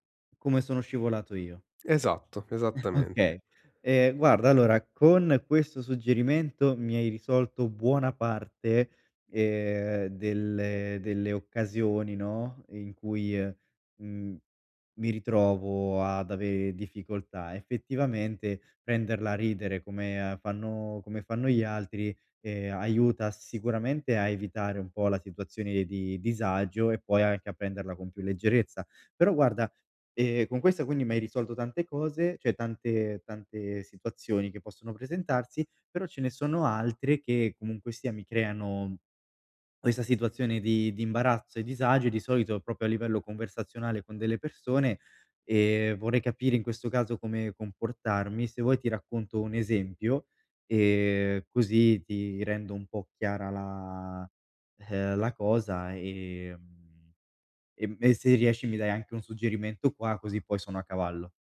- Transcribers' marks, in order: chuckle
- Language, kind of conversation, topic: Italian, advice, Come posso accettare i miei errori nelle conversazioni con gli altri?